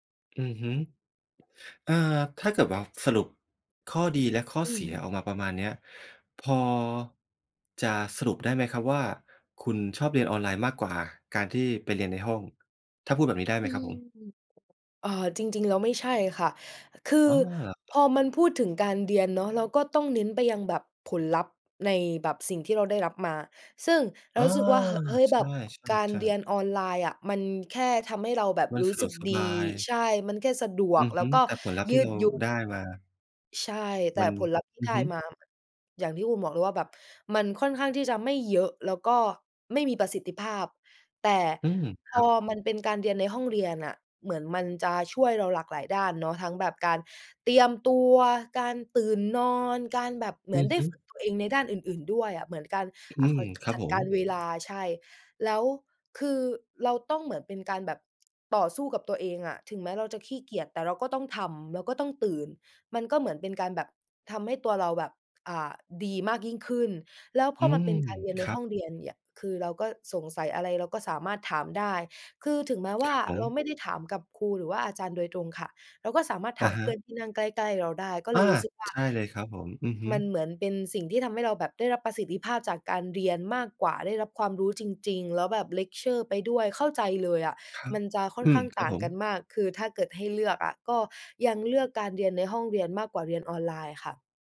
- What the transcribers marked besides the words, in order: other background noise
- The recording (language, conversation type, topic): Thai, podcast, เรียนออนไลน์กับเรียนในห้องเรียนต่างกันอย่างไรสำหรับคุณ?